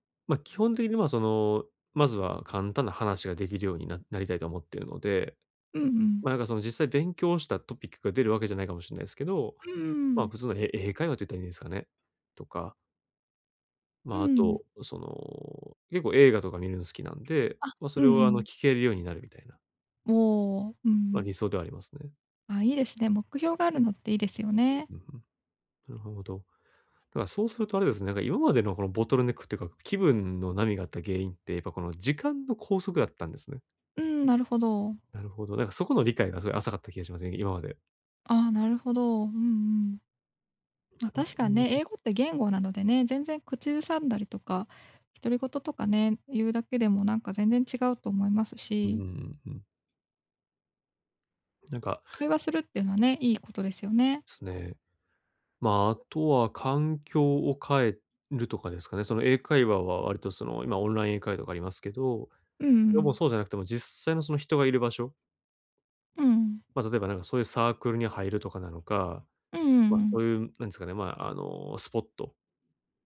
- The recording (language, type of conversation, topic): Japanese, advice, 気分に左右されずに習慣を続けるにはどうすればよいですか？
- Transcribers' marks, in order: none